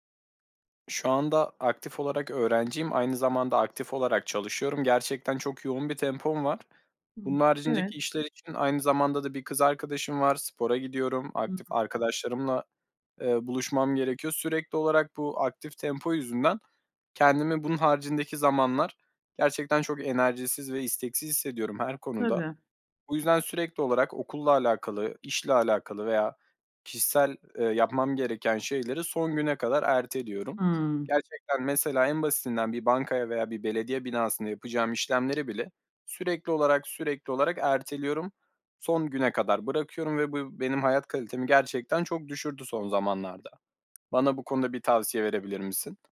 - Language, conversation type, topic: Turkish, advice, Sürekli erteleme yüzünden hedeflerime neden ulaşamıyorum?
- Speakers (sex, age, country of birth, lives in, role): female, 40-44, Turkey, Hungary, advisor; male, 20-24, Turkey, Poland, user
- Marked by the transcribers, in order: other background noise